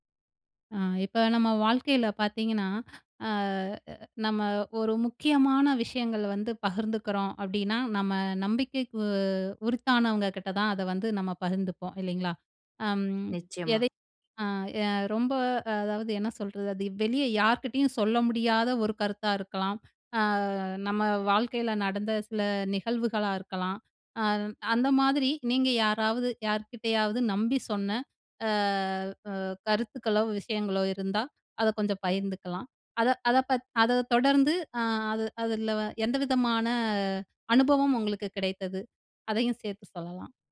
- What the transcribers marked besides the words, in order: none
- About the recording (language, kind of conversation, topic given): Tamil, podcast, நம்பிக்கையை மீண்டும் கட்டுவது எப்படி?